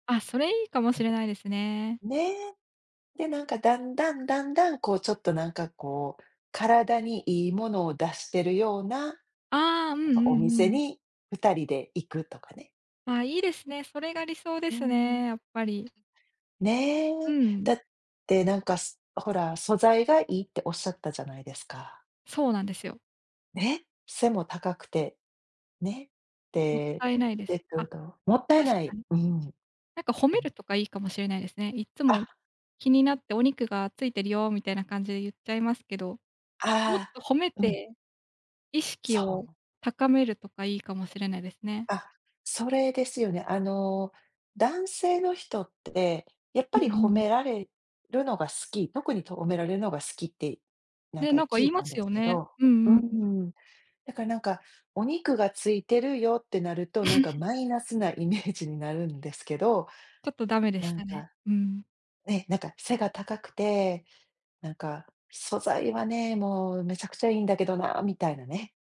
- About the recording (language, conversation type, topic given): Japanese, advice, 家族やパートナーと運動習慣をどのように調整すればよいですか？
- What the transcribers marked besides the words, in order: other background noise; laugh; laughing while speaking: "イメージ"